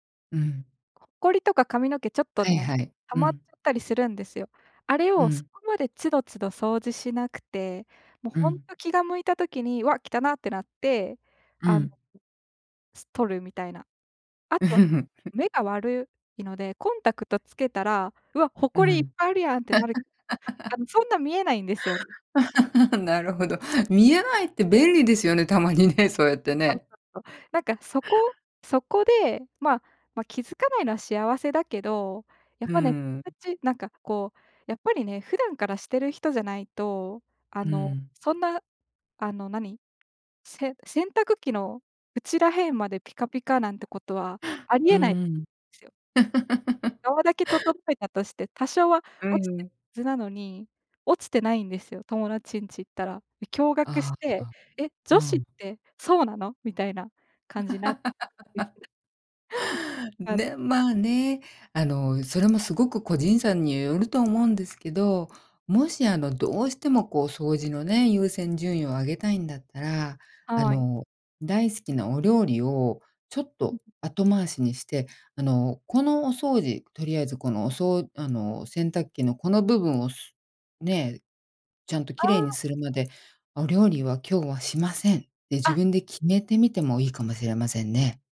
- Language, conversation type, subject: Japanese, advice, 家事や日課の優先順位をうまく決めるには、どうしたらよいですか？
- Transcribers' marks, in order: laugh; laugh; other background noise; laughing while speaking: "たまにね、そうやってね"; unintelligible speech; laugh; laugh; unintelligible speech